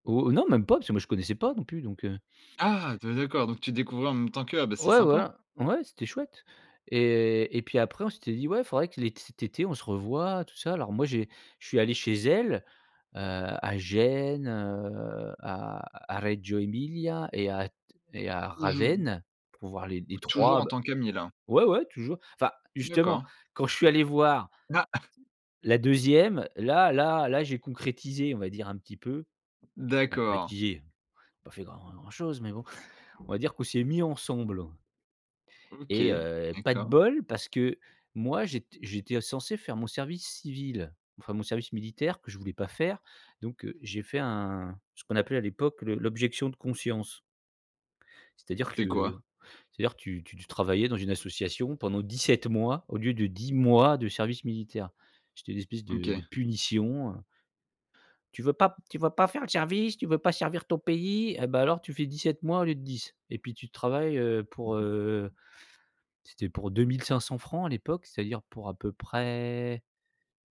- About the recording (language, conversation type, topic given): French, podcast, Qu’est-ce qui t’a poussé(e) à t’installer à l’étranger ?
- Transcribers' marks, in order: other background noise; tapping; put-on voice: "Tu veux pas tu vas … servir ton pays"